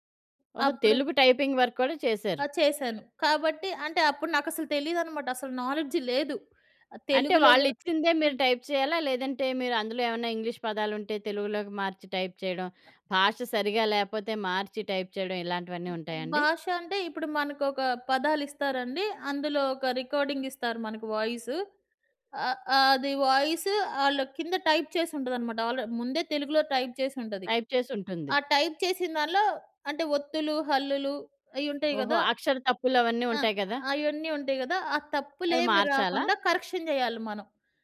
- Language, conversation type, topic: Telugu, podcast, సృజనశక్తిని పెంచుకోవడానికి మీరు ఏ అలవాట్లు పాటిస్తారు?
- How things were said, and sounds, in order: in English: "టైపింగ్ వర్క్"; in English: "నాలెడ్జ్"; in English: "టైప్"; in English: "టైప్"; other noise; in English: "టైప్"; in English: "రికార్డింగ్"; in English: "వాయిస్"; in English: "వాయిస్"; in English: "టైప్"; in English: "ఆల్రెడీ"; in English: "టైప్"; in English: "టైప్"; in English: "టైప్"; in English: "కరెక్షన్"